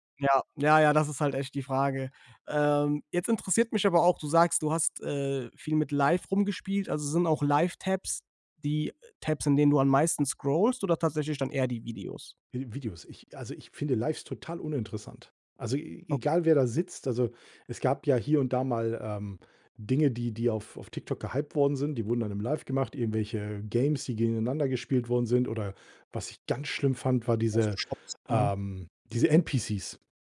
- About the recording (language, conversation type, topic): German, podcast, Wie gehst du im Alltag mit Smartphone-Sucht um?
- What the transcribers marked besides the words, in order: in English: "NPCs"